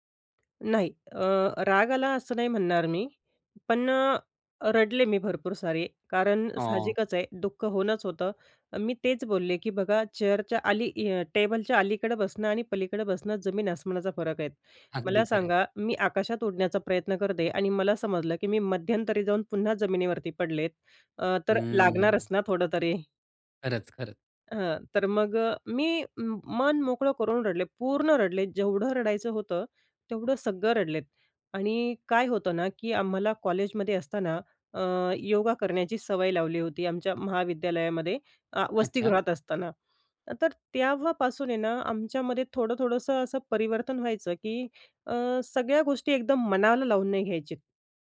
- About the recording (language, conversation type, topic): Marathi, podcast, जोखीम घेतल्यानंतर अपयश आल्यावर तुम्ही ते कसे स्वीकारता आणि त्यातून काय शिकता?
- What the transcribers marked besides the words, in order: tapping; in English: "चेअरच्या"; chuckle; other background noise; "तेव्हापासून" said as "त्याव्हापासून"